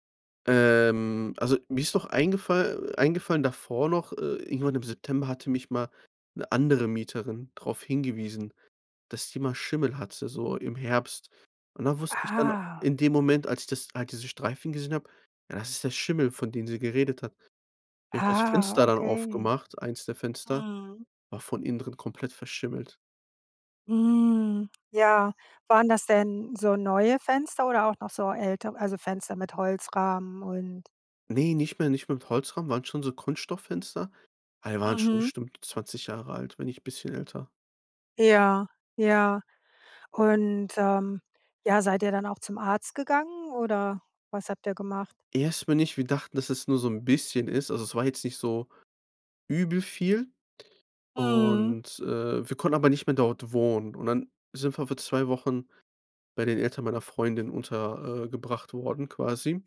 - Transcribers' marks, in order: drawn out: "Ah"; drawn out: "Ah"; drawn out: "Hm"
- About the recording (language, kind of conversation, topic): German, podcast, Wann hat ein Umzug dein Leben unerwartet verändert?